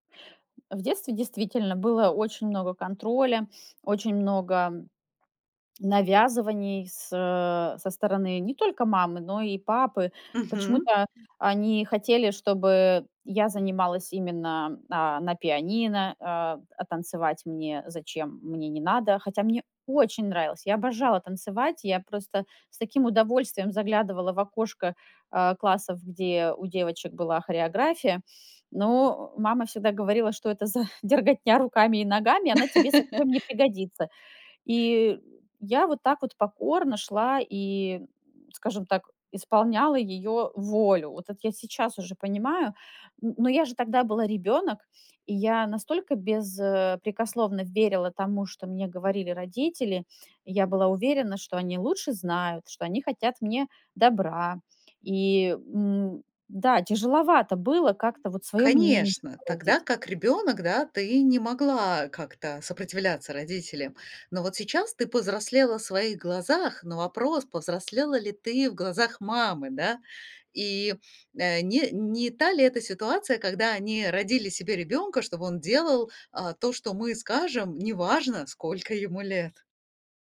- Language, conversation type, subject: Russian, advice, Как вы справляетесь с постоянной критикой со стороны родителей?
- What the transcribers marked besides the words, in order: other background noise; laughing while speaking: "за"; laugh; grunt; alarm